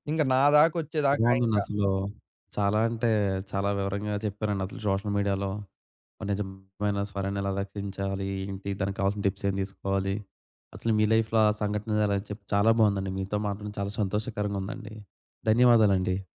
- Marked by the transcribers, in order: in English: "సోషల్ మీడియాలో"; in English: "టిప్స్"; in English: "లైఫ్‌లో"
- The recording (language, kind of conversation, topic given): Telugu, podcast, సామాజిక మాధ్యమాల్లో మీరు మీ నిజమైన స్వరాన్ని ఎలా కాపాడుకుంటారు?